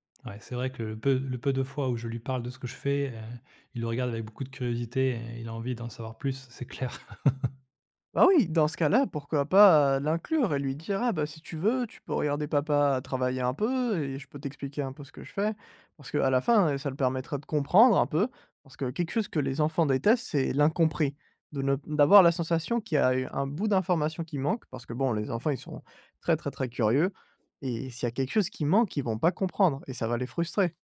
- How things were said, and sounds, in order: laugh; stressed: "Ah oui"; stressed: "l'incompris"
- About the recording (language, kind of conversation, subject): French, advice, Comment gérez-vous la culpabilité de négliger votre famille et vos amis à cause du travail ?